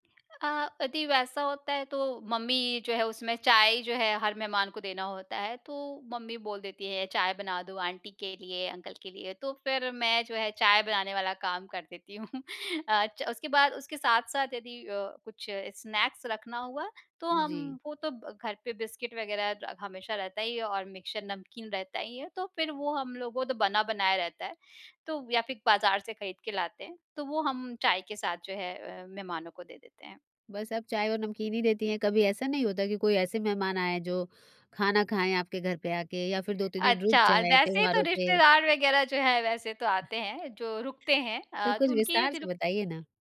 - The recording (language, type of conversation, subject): Hindi, podcast, आप किसी त्योहार पर घर में मेहमानों के लिए खाने-पीने की व्यवस्था कैसे संभालते हैं?
- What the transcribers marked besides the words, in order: laughing while speaking: "हूँ"; in English: "स्नैक्स"; in English: "मिक्सचर"; tapping